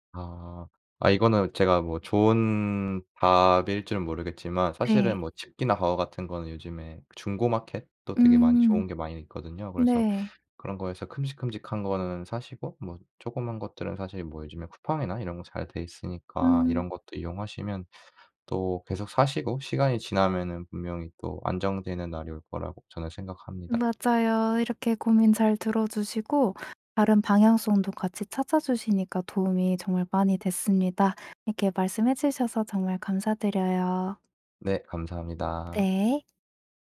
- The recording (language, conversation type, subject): Korean, advice, 재정 걱정 때문에 계속 불안하고 걱정이 많은데 어떻게 해야 하나요?
- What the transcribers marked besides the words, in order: none